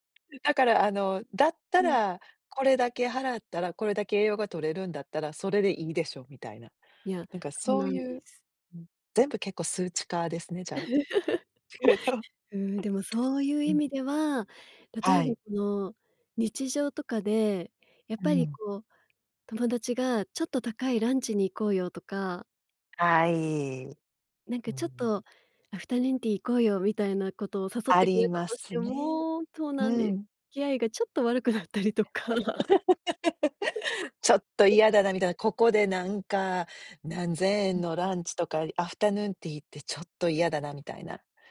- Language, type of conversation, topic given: Japanese, podcast, 最近、自分のスタイルを変えようと思ったきっかけは何ですか？
- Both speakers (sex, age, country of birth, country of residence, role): female, 35-39, Japan, Japan, guest; female, 50-54, Japan, United States, host
- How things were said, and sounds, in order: unintelligible speech; chuckle; other background noise; unintelligible speech; laughing while speaking: "悪くなったりとか"; laugh; unintelligible speech